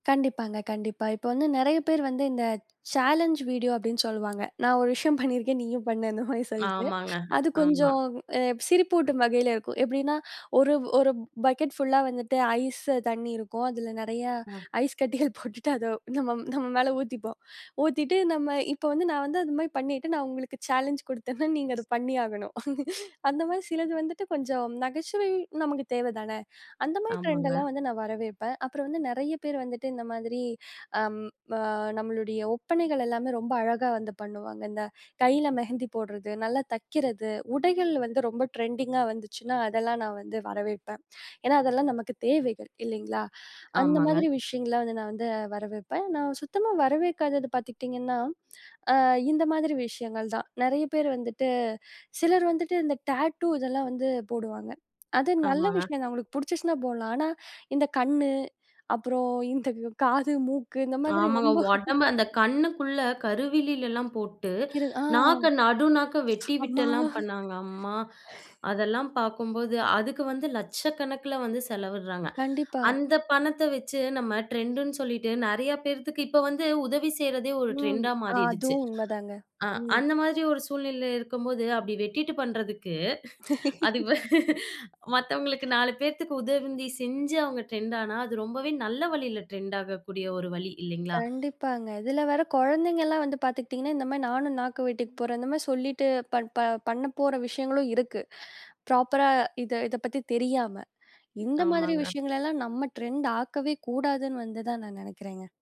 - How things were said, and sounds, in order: in English: "சேலஞ் வீடியோ"; laughing while speaking: "பண்ணியிருக்கேன். நீயும் பண்ணு அந்த மாரி சொல்லிட்டு"; other background noise; in English: "பக்கெட் ஃபுல்லா"; laughing while speaking: "ஐஸ் கட்டிகள் போட்டுட்டு அதை நம்ம நம்ம மேல ஊத்திப்போம்"; in English: "சேலஞ்ச்"; laugh; in Hindi: "மெஹந்தி"; in English: "ட்ரெண்டிங்கா"; unintelligible speech; other noise; laugh; in English: "ப்ராப்பரா"; in English: "ட்ரெண்ட்டாக்கவே"
- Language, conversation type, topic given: Tamil, podcast, நீங்கள் போக்குகளை எப்படிப் பார்க்கிறீர்கள்?